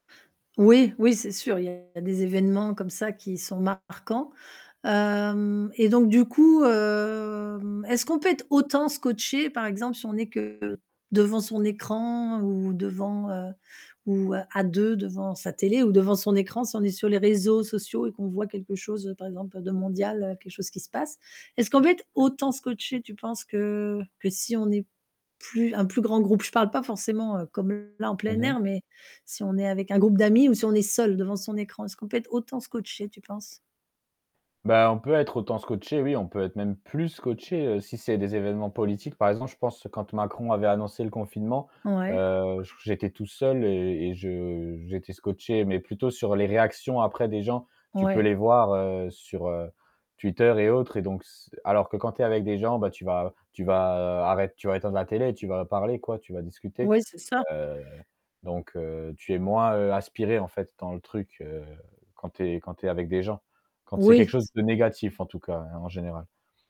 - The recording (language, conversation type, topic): French, podcast, Peux-tu raconter un moment de télévision où tout le monde était scotché ?
- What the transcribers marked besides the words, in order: static; distorted speech; drawn out: "hem"; stressed: "autant"; stressed: "autant"; other background noise; stressed: "d'amis"; stressed: "seul"; stressed: "plus scotché"